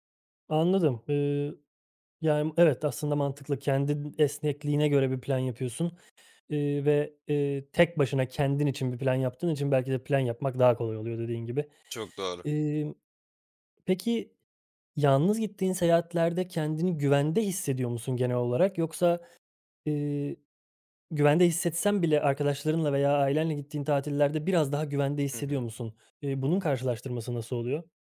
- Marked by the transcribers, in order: tapping
- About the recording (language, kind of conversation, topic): Turkish, podcast, Yalnız seyahat etmenin en iyi ve kötü tarafı nedir?